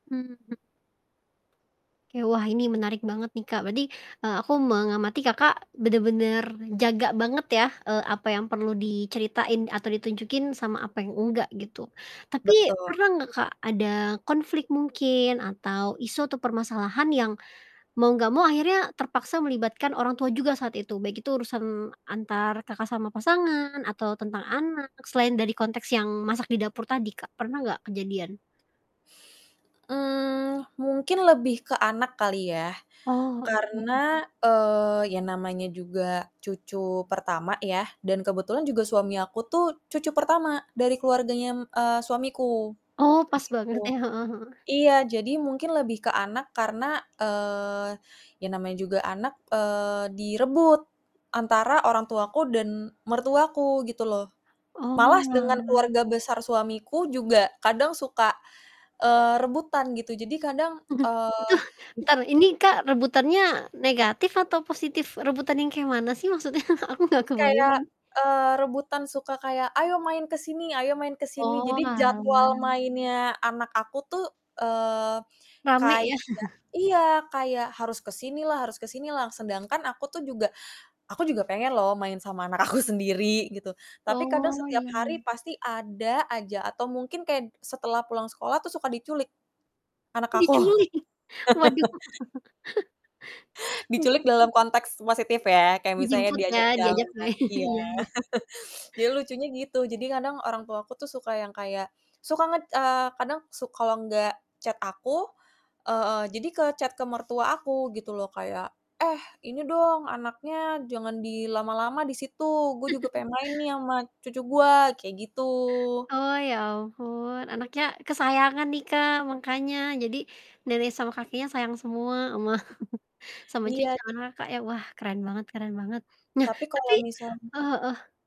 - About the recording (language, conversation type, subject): Indonesian, podcast, Bagaimana menurutmu cara menjaga batas yang sehat antara keluarga dan pasangan?
- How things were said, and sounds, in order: distorted speech; other background noise; static; chuckle; unintelligible speech; chuckle; chuckle; laughing while speaking: "aku"; laughing while speaking: "aku"; laugh; chuckle; laugh; laughing while speaking: "main"; chuckle; in English: "chat"; in English: "chat"; chuckle; chuckle; unintelligible speech